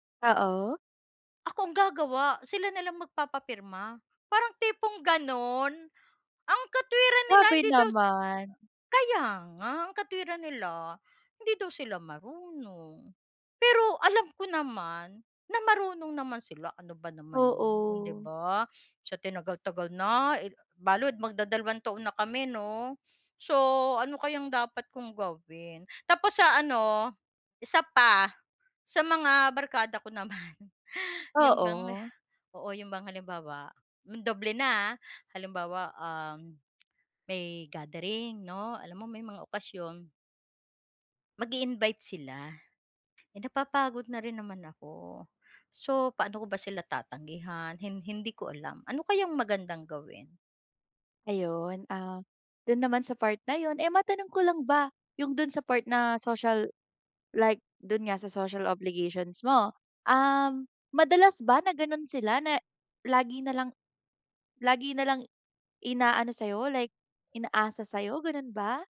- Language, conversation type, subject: Filipino, advice, Paano ko sasabihin nang maayos na ayaw ko munang dumalo sa mga okasyong inaanyayahan ako dahil napapagod na ako?
- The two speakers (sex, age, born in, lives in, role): female, 20-24, Philippines, Philippines, advisor; female, 55-59, Philippines, Philippines, user
- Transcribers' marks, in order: laughing while speaking: "naman, yun bang"